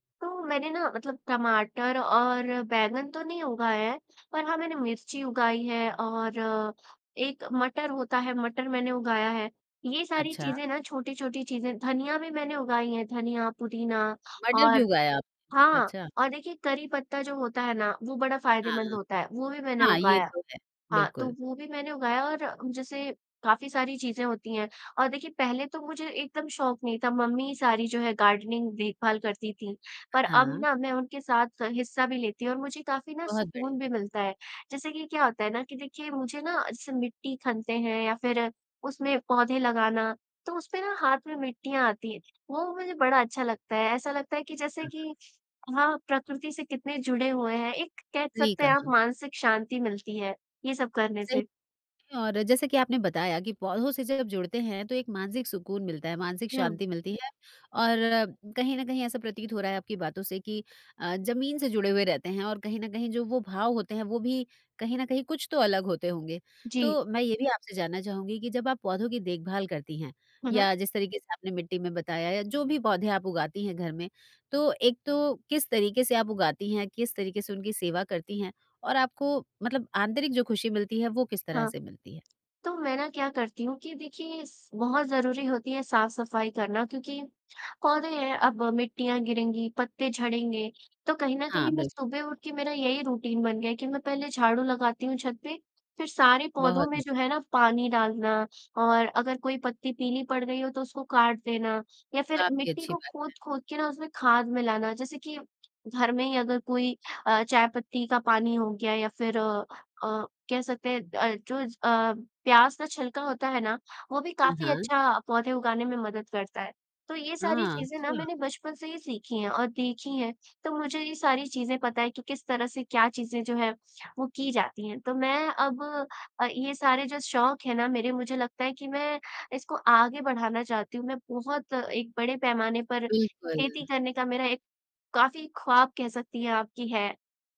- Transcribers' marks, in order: in English: "गार्डनिंग"; in English: "रुटीन"
- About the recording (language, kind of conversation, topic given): Hindi, podcast, बचपन का कोई शौक अभी भी ज़िंदा है क्या?
- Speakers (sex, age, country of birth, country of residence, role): female, 20-24, India, India, guest; female, 40-44, India, India, host